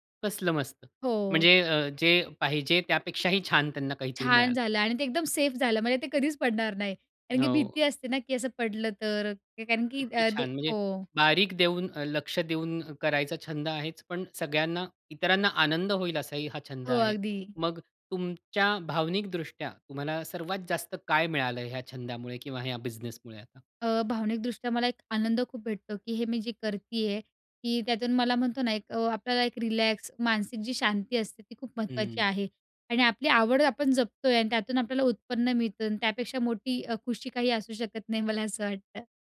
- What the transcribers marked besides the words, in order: joyful: "मला असं वाटतं"
- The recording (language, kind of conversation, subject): Marathi, podcast, या छंदामुळे तुमच्या आयुष्यात कोणते बदल झाले?